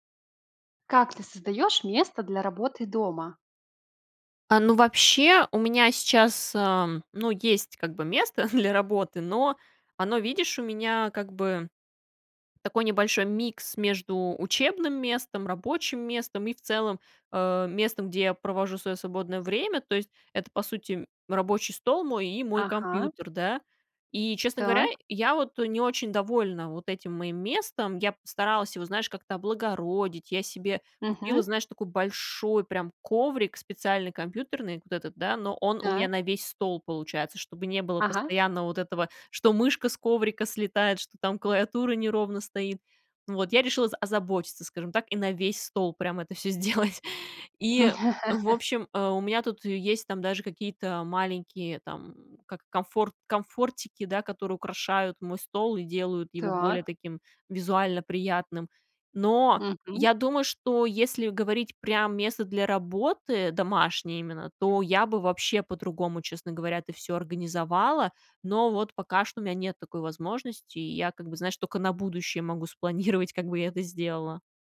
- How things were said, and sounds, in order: chuckle; laughing while speaking: "сделать"; laugh; laughing while speaking: "спланировать"
- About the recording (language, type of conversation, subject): Russian, podcast, Как вы обустраиваете домашнее рабочее место?